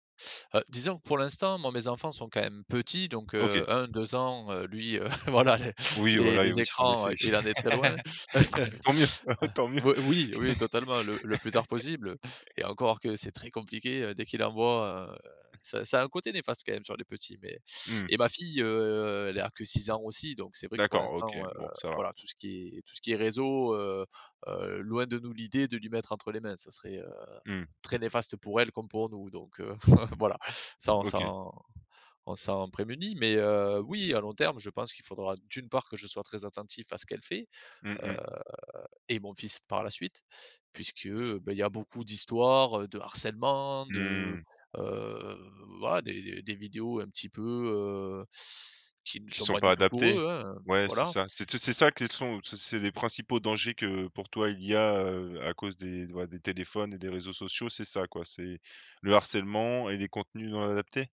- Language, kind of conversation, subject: French, podcast, À ton avis, comment les écrans changent-ils nos conversations en personne ?
- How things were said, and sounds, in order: laughing while speaking: "heu, voilà"; laugh; laughing while speaking: "Tant mieux, bah ouais tant mieux"; other background noise; chuckle; laugh; tapping; chuckle